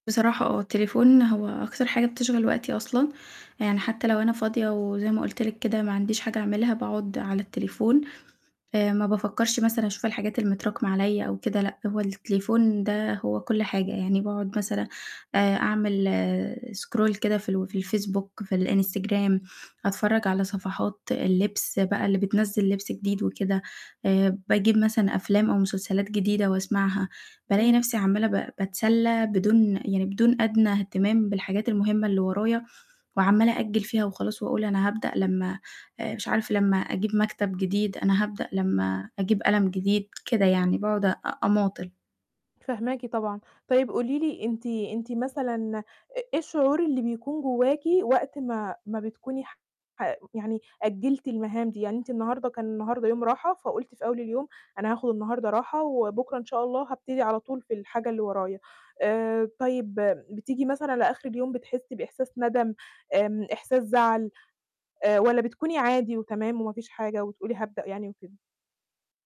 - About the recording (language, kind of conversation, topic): Arabic, advice, إيه اللي مخلّيك بتأجّل أهداف مهمة عندك على طول؟
- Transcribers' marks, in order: static; in English: "scroll"; distorted speech